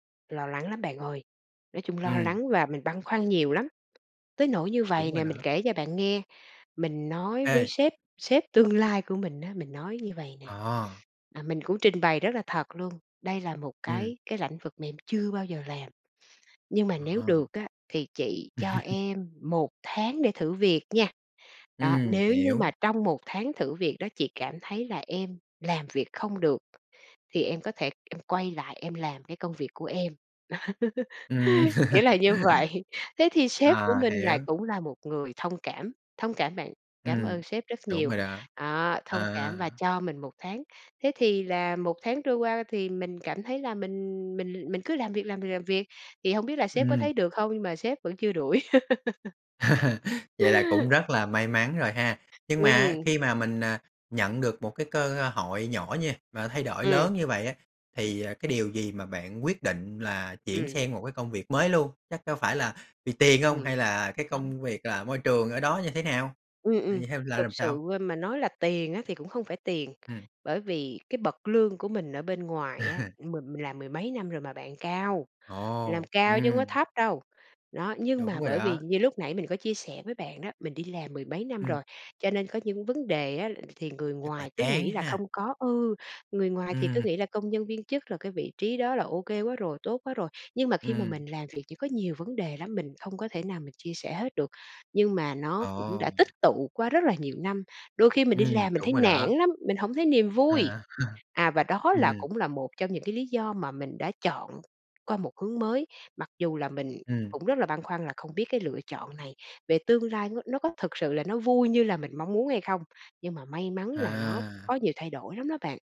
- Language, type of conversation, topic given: Vietnamese, podcast, Bạn đã bao giờ gặp một cơ hội nhỏ nhưng lại tạo ra thay đổi lớn trong cuộc đời mình chưa?
- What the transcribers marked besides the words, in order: tapping; chuckle; laugh; laughing while speaking: "vậy"; laugh; laugh; other noise; unintelligible speech; chuckle; other background noise; laughing while speaking: "Ừm"; chuckle